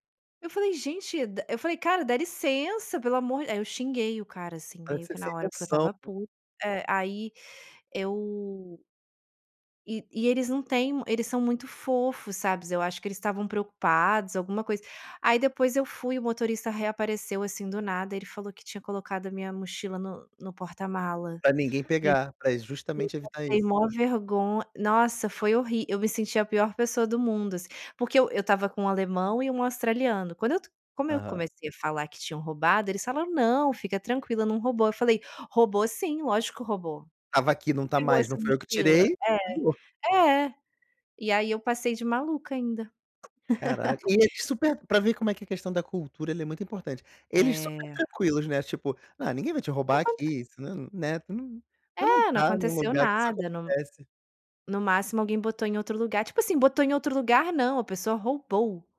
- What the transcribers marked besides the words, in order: unintelligible speech; "maior" said as "mó"; laugh; unintelligible speech
- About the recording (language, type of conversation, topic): Portuguese, podcast, Quais dicas você daria para viajar sozinho com segurança?